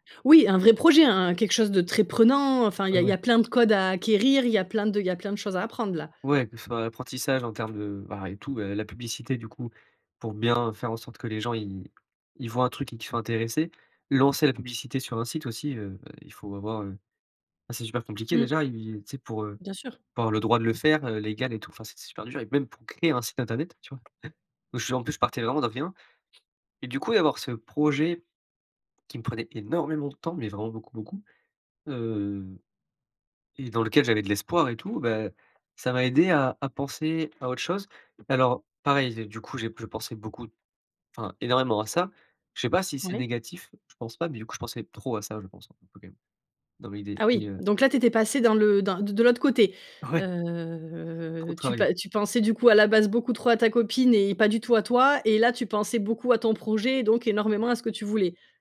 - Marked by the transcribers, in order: stressed: "énormément"; drawn out: "Heu"
- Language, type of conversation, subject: French, podcast, Qu’est-ce qui t’a aidé à te retrouver quand tu te sentais perdu ?